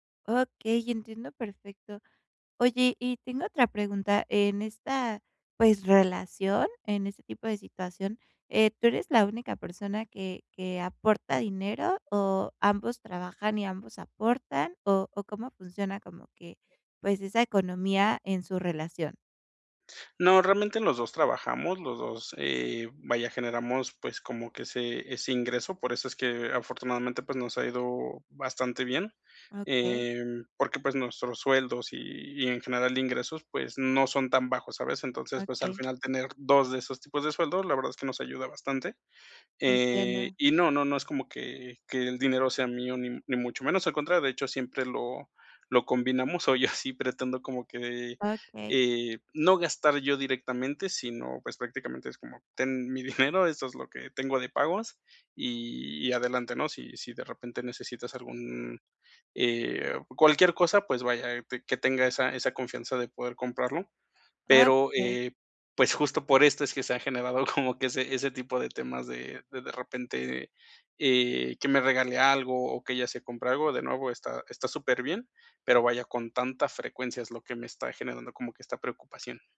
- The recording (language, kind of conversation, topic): Spanish, advice, ¿Cómo puedo establecer límites económicos sin generar conflicto?
- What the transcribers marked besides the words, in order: laughing while speaking: "así"; laughing while speaking: "como"